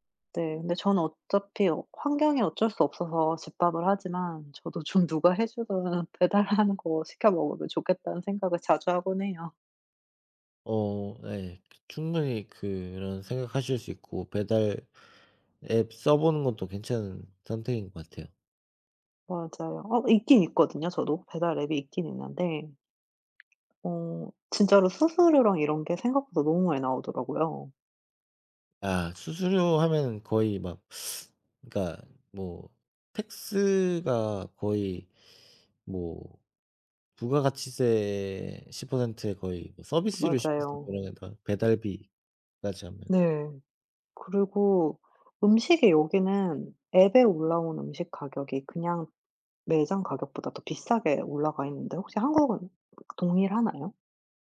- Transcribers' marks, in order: laughing while speaking: "좀"; laughing while speaking: "해 주거나 배달하는"; tapping; in English: "tax가"; other background noise
- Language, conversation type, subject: Korean, unstructured, 음식 배달 서비스를 너무 자주 이용하는 것은 문제가 될까요?